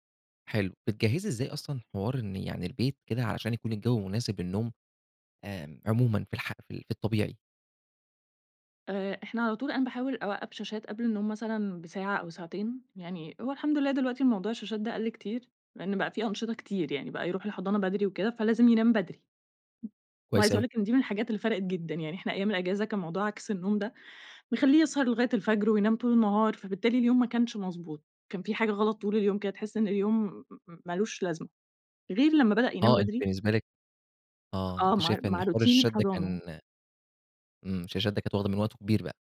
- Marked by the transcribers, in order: other background noise; in English: "روتين"
- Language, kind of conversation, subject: Arabic, podcast, إيه الروتين اللي بتعملوه قبل ما الأطفال يناموا؟